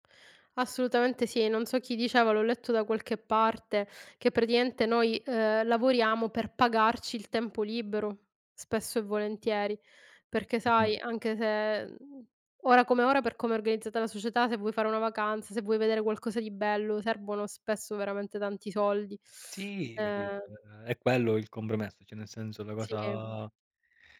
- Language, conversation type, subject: Italian, unstructured, Se potessi avere un giorno di libertà totale, quali esperienze cercheresti?
- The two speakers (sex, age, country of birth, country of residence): female, 35-39, Italy, Italy; male, 30-34, Italy, Italy
- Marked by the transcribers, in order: "praticamente" said as "pratiamente"